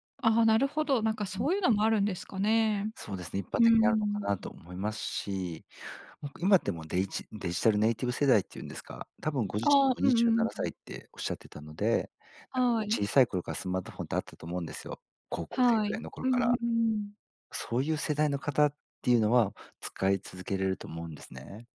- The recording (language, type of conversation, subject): Japanese, advice, 老後のための貯金を始めたいのですが、何から始めればよいですか？
- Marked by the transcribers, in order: none